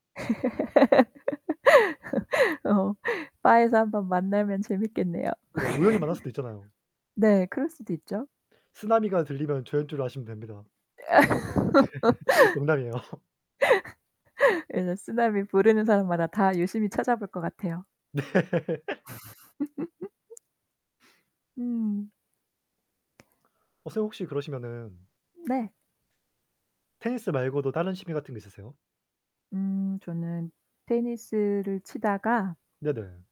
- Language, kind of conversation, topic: Korean, unstructured, 취미 활동을 하면서 새로운 친구를 사귄 경험이 있으신가요?
- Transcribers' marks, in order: static; laugh; laughing while speaking: "어. 바에서 한번 만나면 재밌겠네요"; laugh; other background noise; laughing while speaking: "아"; laugh; laughing while speaking: "농담이에요"; laughing while speaking: "네"; chuckle